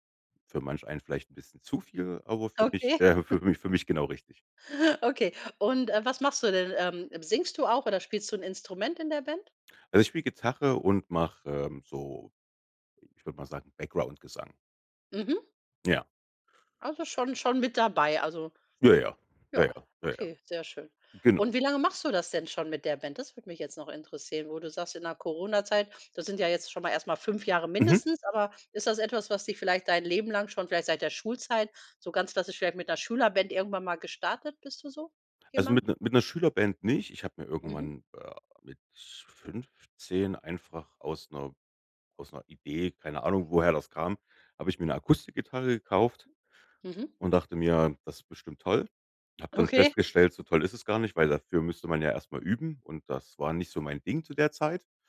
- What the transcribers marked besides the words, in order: stressed: "zu"; chuckle; in English: "Background"; stressed: "mindestens"; other background noise; chuckle
- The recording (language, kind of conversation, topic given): German, podcast, Erzähl mal von einem Projekt, auf das du richtig stolz warst?
- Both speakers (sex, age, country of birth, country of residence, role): female, 45-49, Germany, Germany, host; male, 35-39, Germany, Germany, guest